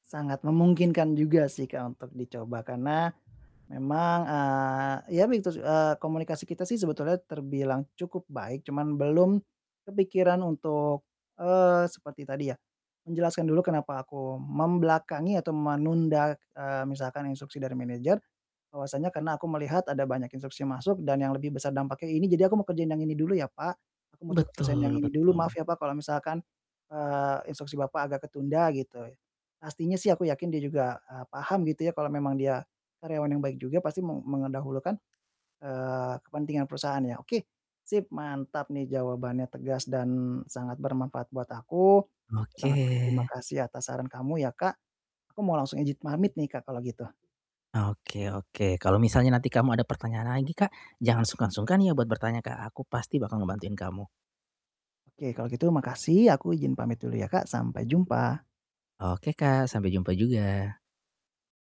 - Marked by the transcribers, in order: other background noise; "mendahulukan" said as "mengendahulukan"; tapping; static; distorted speech; "pamit" said as "mamit"
- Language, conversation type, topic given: Indonesian, advice, Bagaimana cara menentukan prioritas ketika banyak tugas menumpuk?